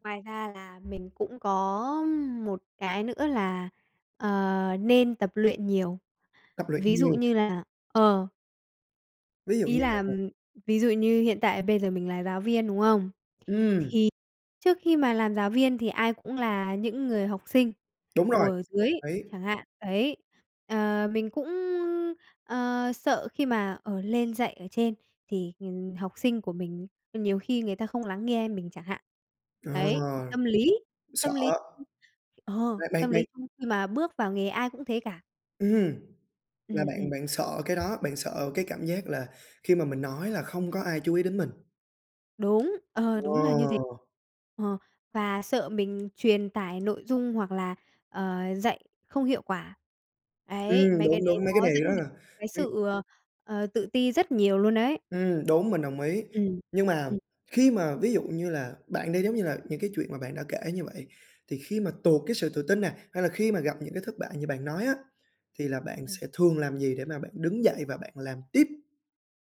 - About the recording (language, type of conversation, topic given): Vietnamese, podcast, Điều gì giúp bạn xây dựng sự tự tin?
- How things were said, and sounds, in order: other background noise; tapping; other noise; unintelligible speech